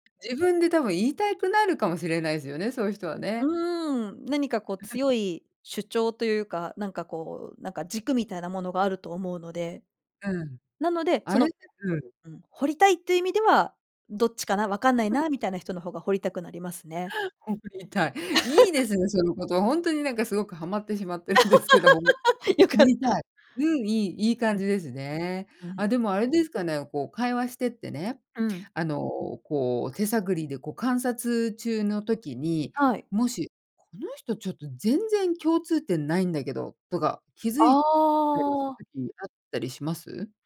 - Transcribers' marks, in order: chuckle; laugh; laugh; laugh; unintelligible speech
- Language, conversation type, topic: Japanese, podcast, 共通点を見つけるためには、どのように会話を始めればよいですか?